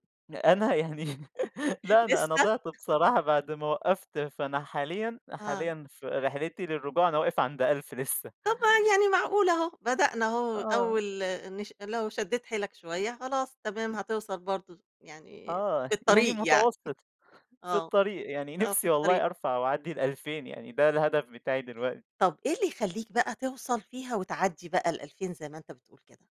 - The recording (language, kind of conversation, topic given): Arabic, podcast, احكيلي عن هواية كنت بتحبيها قبل كده ورجعتي تمارسيها تاني؟
- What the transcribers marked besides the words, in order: laughing while speaking: "أنا يعني، لا أنا أنا ضِعت بصراحة بَعد ما وقّفت"; laugh; laugh; other noise; chuckle; laughing while speaking: "نفِسي"